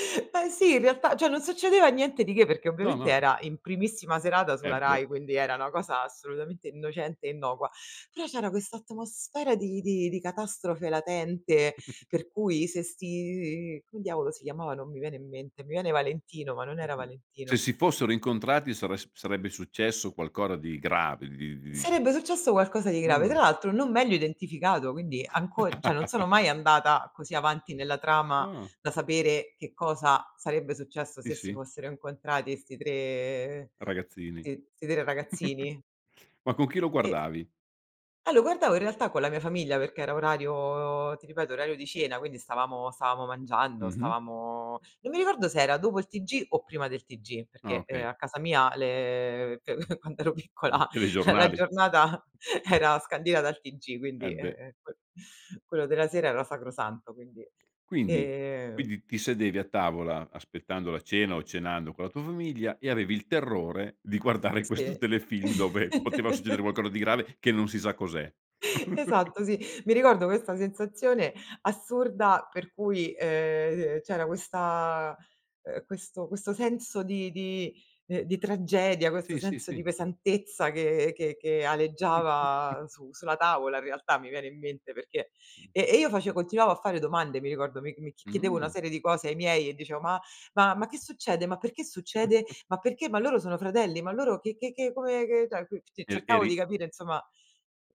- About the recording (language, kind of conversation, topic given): Italian, podcast, Qual è un programma televisivo della tua infanzia che ti ha segnato?
- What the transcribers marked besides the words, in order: "cioè" said as "ceh"; chuckle; "qualcosa" said as "qualcora"; chuckle; "cioè" said as "ceh"; "Sì" said as "ì"; drawn out: "tre"; chuckle; drawn out: "le"; chuckle; laughing while speaking: "quando ero piccola la giornata era"; tapping; laughing while speaking: "guardare questo"; laugh; chuckle; chuckle; chuckle; "cioè" said as "ceh"; unintelligible speech